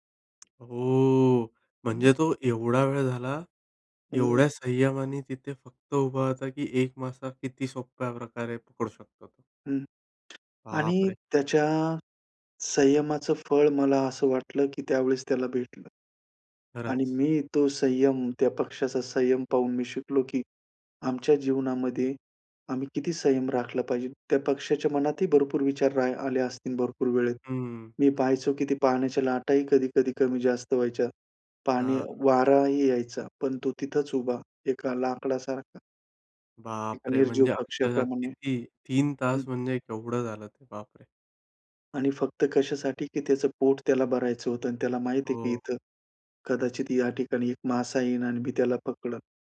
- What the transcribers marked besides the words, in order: other background noise; surprised: "बापरे!"; surprised: "बापरे!"
- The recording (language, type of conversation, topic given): Marathi, podcast, निसर्गाकडून तुम्हाला संयम कसा शिकायला मिळाला?